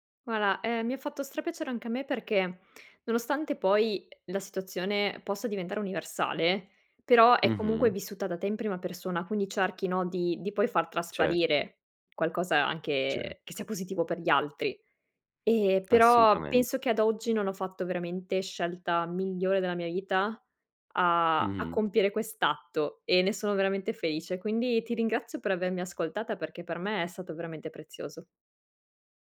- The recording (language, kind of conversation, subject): Italian, podcast, Come racconti una storia che sia personale ma universale?
- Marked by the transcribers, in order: "Guarda" said as "guara"; other background noise